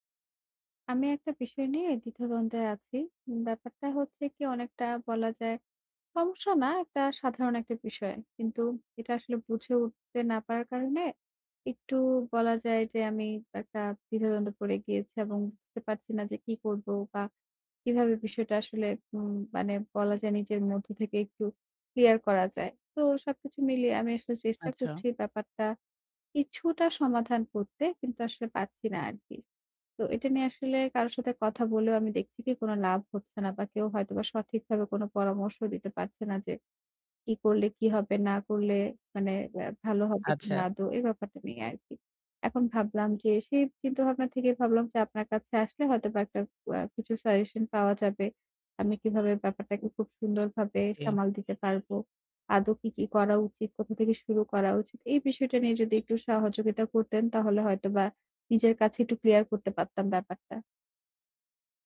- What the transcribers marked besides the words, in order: tapping; horn
- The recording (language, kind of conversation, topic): Bengali, advice, আমি কীভাবে সঠিক উপহার বেছে কাউকে খুশি করতে পারি?